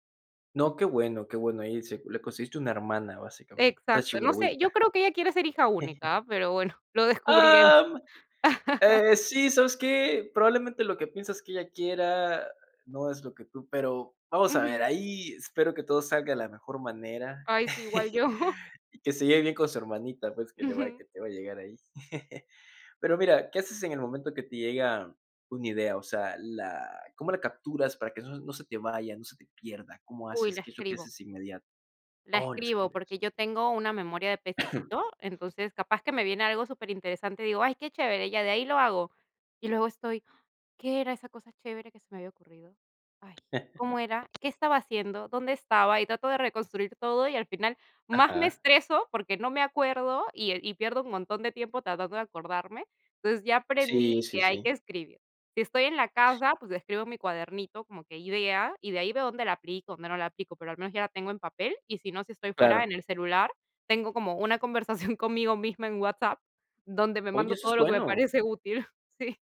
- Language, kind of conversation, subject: Spanish, podcast, ¿Qué pequeñas cosas cotidianas despiertan tu inspiración?
- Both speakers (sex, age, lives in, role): female, 30-34, Italy, guest; male, 20-24, United States, host
- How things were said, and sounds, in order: chuckle; whoop; laugh; laugh; laughing while speaking: "yo"; laugh; cough; chuckle; other background noise; other noise; giggle; chuckle